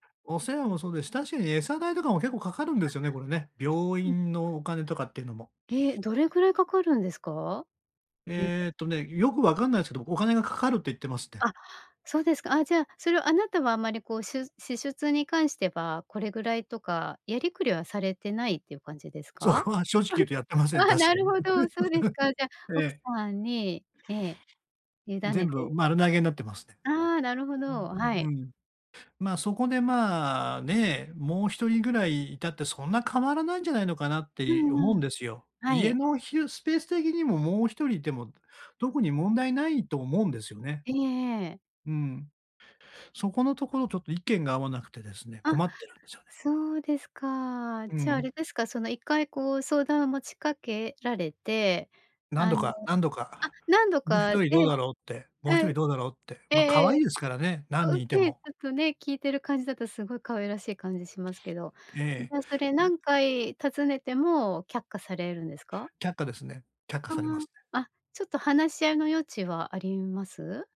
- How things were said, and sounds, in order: tapping; other background noise; chuckle; other noise
- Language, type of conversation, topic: Japanese, advice, パートナーと所有物や支出について意見が合わないとき、どう話し合えばいいですか？